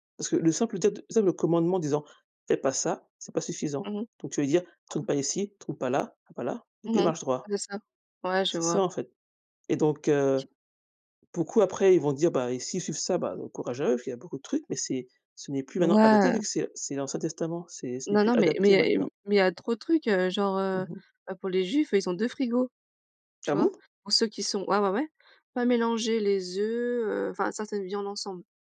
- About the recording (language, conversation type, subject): French, unstructured, Que penses-tu des débats autour du port de symboles religieux ?
- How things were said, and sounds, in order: other background noise; drawn out: "Ouais"